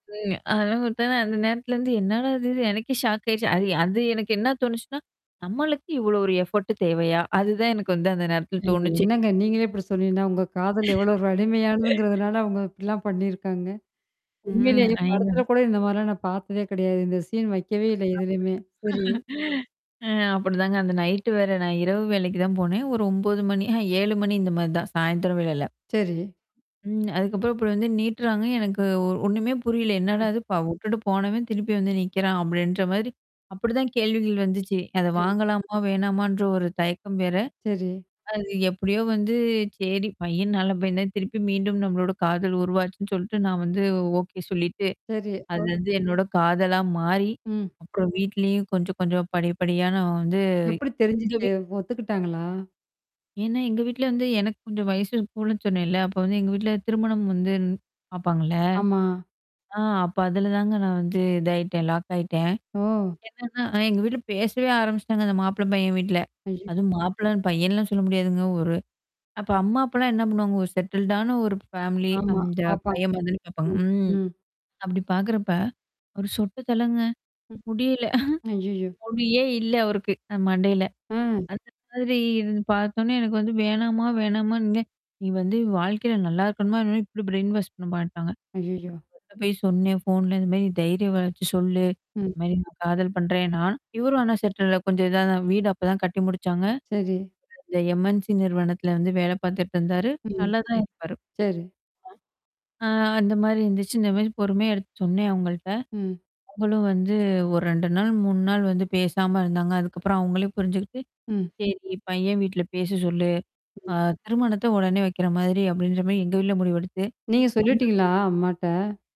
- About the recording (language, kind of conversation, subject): Tamil, podcast, உங்களுக்கு மறக்க முடியாத ஒரு சந்திப்பு பற்றி சொல்ல முடியுமா?
- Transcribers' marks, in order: unintelligible speech; in English: "ஷாக்"; in English: "எஃபோர்ட்"; tapping; static; chuckle; distorted speech; laugh; other background noise; unintelligible speech; in English: "லாக்"; in English: "செட்டில்டான"; in English: "ஃபேமிலி"; "தலங்க" said as "தள்ளங்க"; chuckle; unintelligible speech; in English: "பிரைன் வாஷ்"; unintelligible speech; in English: "செட்டில்"; in English: "எம்-என்-சி"; other noise; unintelligible speech